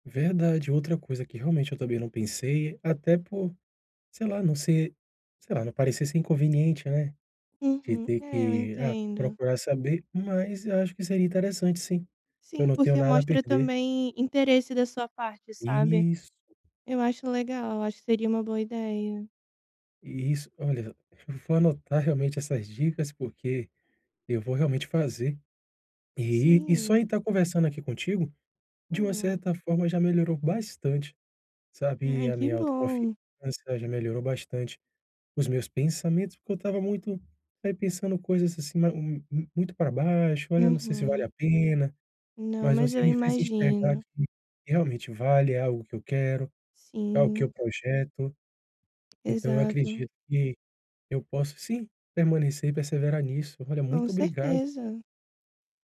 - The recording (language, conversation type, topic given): Portuguese, advice, Como posso desenvolver autoconfiança ao receber críticas ou rejeição?
- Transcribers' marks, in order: none